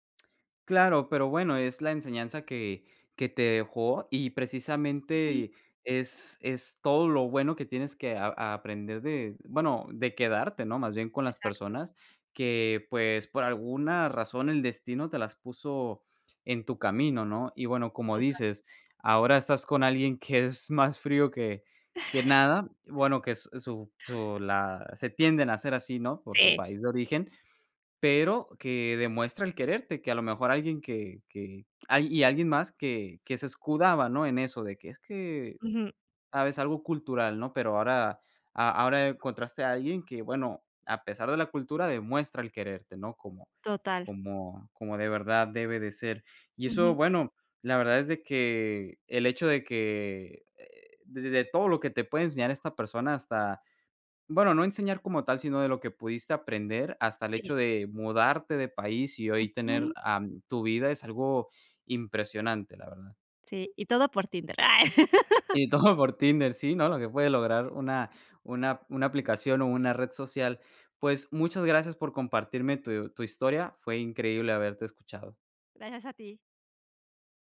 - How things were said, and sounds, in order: chuckle; laugh
- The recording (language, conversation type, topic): Spanish, podcast, ¿Has conocido a alguien por casualidad que haya cambiado tu vida?